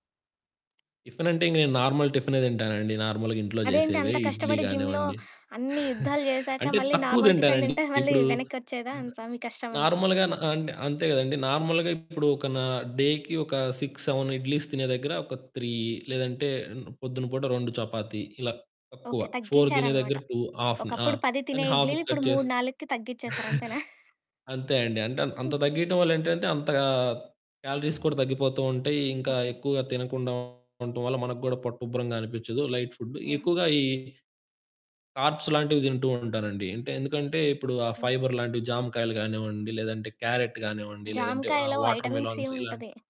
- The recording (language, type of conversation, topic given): Telugu, podcast, ఇప్పుడే మొదలుపెట్టాలని మీరు కోరుకునే హాబీ ఏది?
- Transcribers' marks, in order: tapping; in English: "నార్మల్"; in English: "నార్మల్‌గా"; in English: "జిమ్‌లో"; giggle; in English: "నార్మల్"; distorted speech; in English: "నార్మల్‌గా"; in English: "నార్మల్‌గా"; in English: "డేకి"; in English: "సిక్స్ సెవెన్ ఇడ్లీస్"; in English: "త్రీ"; in English: "ఫోర్"; in English: "టూ హాఫ్‌ని"; in English: "హాఫ్‌కి కట్"; giggle; giggle; in English: "క్యాలరీస్"; in English: "లైట్ ఫుడ్"; in English: "కార్బ్స్"; other background noise; in English: "ఫైబర్"; in English: "వాటర్ మిలాన్స్"; in English: "వైటమిన్ సి"